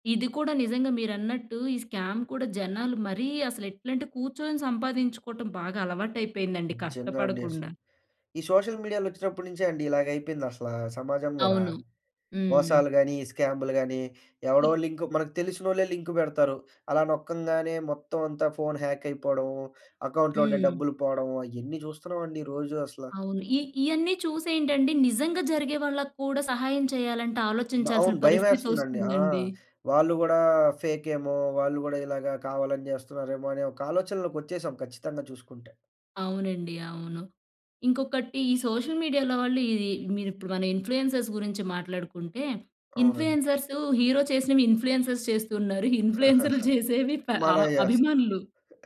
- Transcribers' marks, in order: in English: "స్కామ్"; other noise; in English: "లింక్"; in English: "హ్యాక్"; in English: "అకౌంట్‌లో"; in English: "సోషల్ మీడియాలో"; in English: "ఇన్‌ఫ్లుయెన్సర్స్"; in English: "ఇన్‌ఫ్లూయెన్సర్స్"; in English: "ఇన్‌ఫ్లుయెన్సర్స్"; chuckle
- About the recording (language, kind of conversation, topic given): Telugu, podcast, సోషల్ మీడియా మన ఫ్యాషన్ అభిరుచిని ఎంతవరకు ప్రభావితం చేస్తోంది?